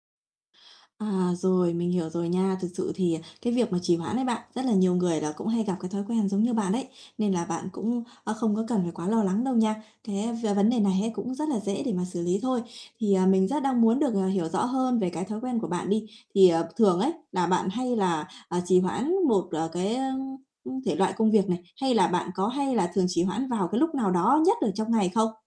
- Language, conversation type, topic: Vietnamese, advice, Làm sao để bạn bắt đầu nhiệm vụ mà không trì hoãn?
- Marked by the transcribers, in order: none